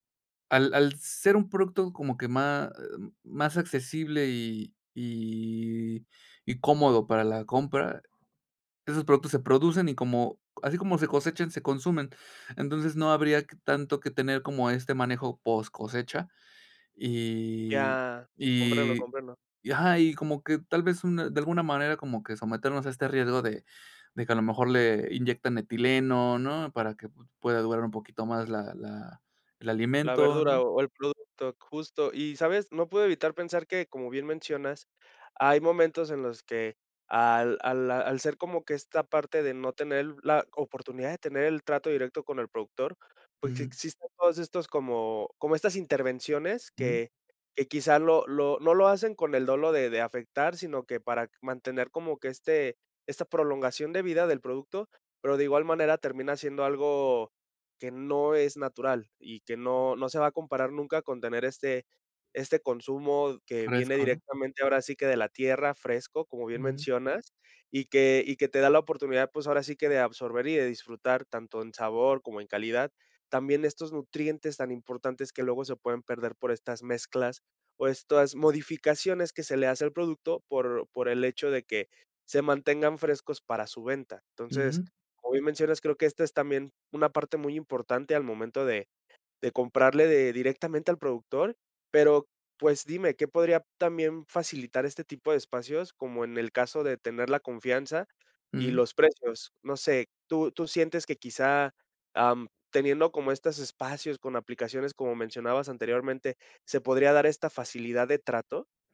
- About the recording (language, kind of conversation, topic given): Spanish, podcast, ¿Qué opinas sobre comprar directo al productor?
- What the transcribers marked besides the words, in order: tapping